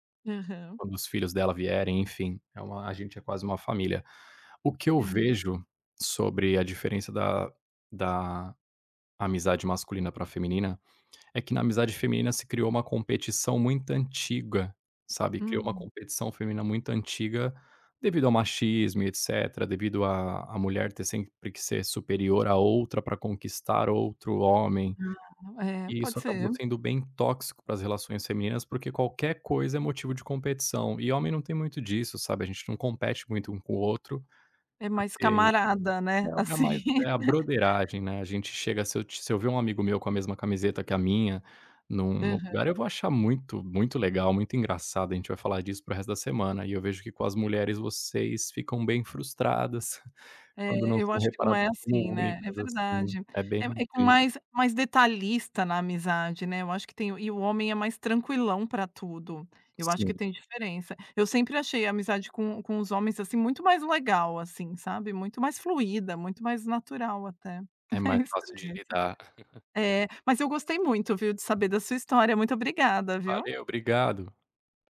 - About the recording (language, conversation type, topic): Portuguese, podcast, Como você diferencia amizades online de amizades presenciais?
- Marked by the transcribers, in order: laugh; chuckle; chuckle; laugh; tapping